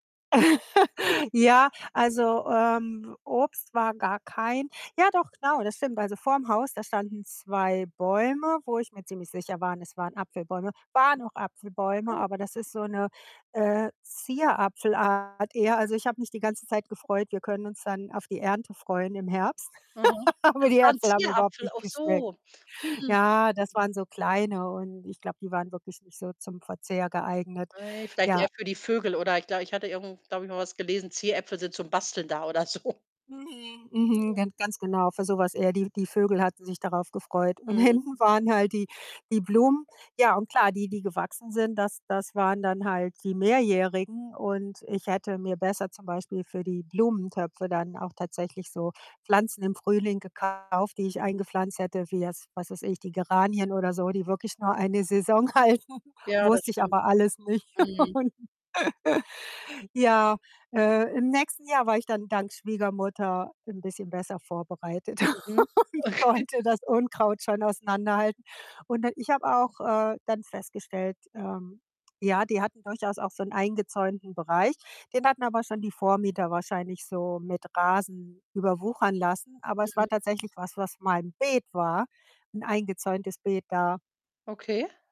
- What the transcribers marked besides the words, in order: laugh; chuckle; unintelligible speech; distorted speech; laugh; laughing while speaking: "aber"; laughing while speaking: "so"; unintelligible speech; other noise; laughing while speaking: "hinten"; laughing while speaking: "Saison halten"; laugh; laughing while speaking: "Und"; chuckle; laughing while speaking: "und"; laughing while speaking: "Okay"; other background noise; stressed: "Beet"
- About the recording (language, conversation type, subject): German, podcast, Was fasziniert dich am Gärtnern?